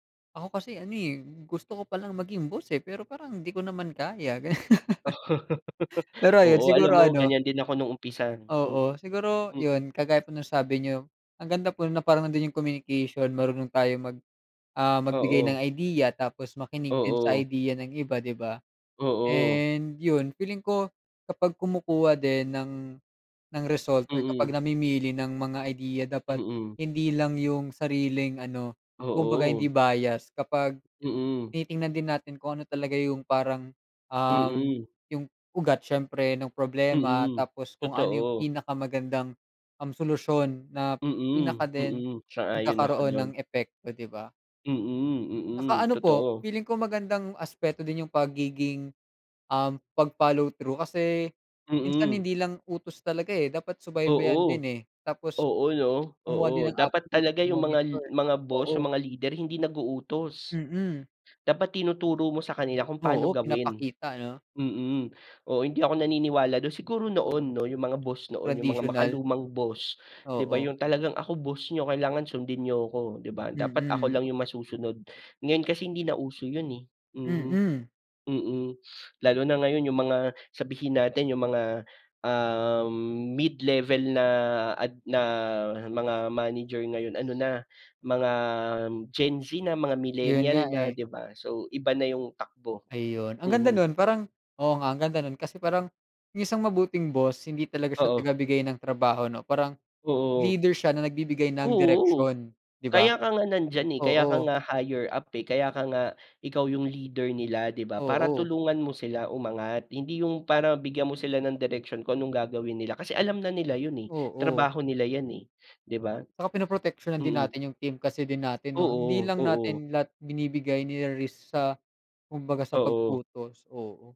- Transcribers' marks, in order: laugh; other background noise; sniff; bird
- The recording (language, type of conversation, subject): Filipino, unstructured, Ano ang pinakamahalagang katangian ng isang mabuting boss?